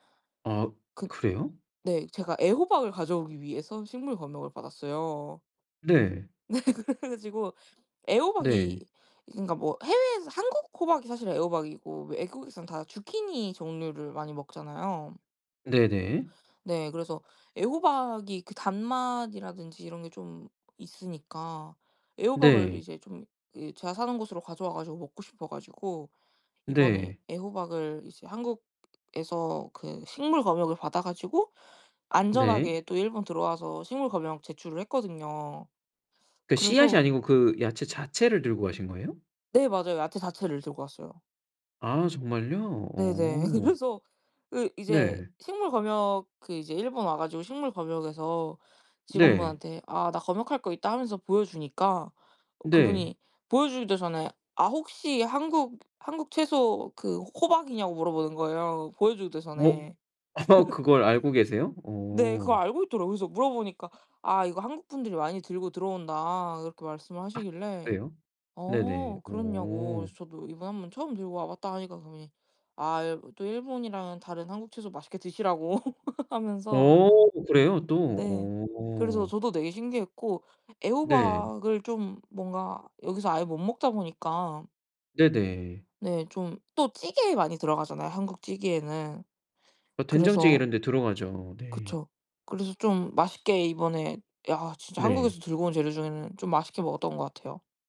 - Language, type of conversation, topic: Korean, podcast, 집에 늘 챙겨두는 필수 재료는 무엇인가요?
- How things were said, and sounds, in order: laughing while speaking: "네. 그래가지고"; tapping; in English: "주키니"; other background noise; laughing while speaking: "그래서"; laugh; laughing while speaking: "어"; laugh